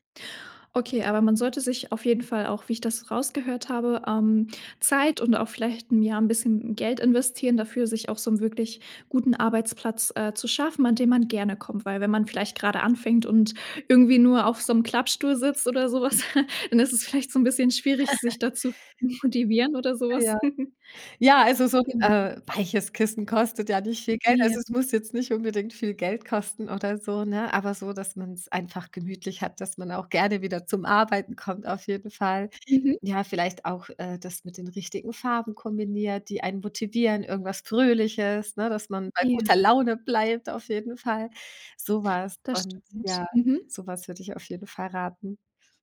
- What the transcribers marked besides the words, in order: chuckle; laughing while speaking: "zu motivieren oder sowas"; chuckle
- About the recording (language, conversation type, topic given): German, podcast, Wie trennst du Arbeit und Privatleben, wenn du zu Hause arbeitest?